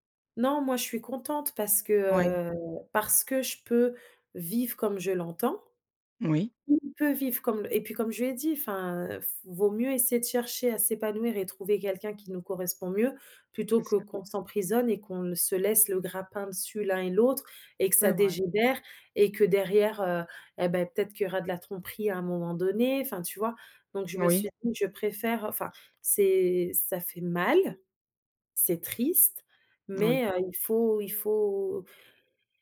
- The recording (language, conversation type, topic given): French, advice, Pourquoi envisagez-vous de quitter une relation stable mais non épanouissante ?
- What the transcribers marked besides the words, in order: stressed: "mal"